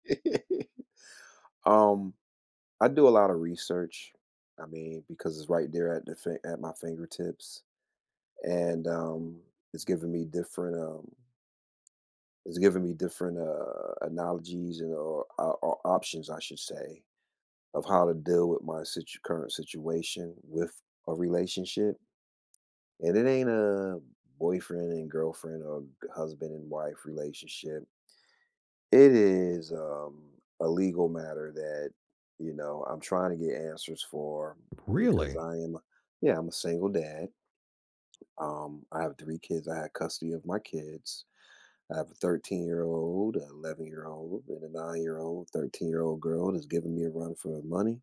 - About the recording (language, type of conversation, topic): English, unstructured, How is technology nudging your everyday choices and relationships lately?
- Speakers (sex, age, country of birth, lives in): male, 40-44, United States, United States; male, 50-54, United States, United States
- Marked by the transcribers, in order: chuckle; tapping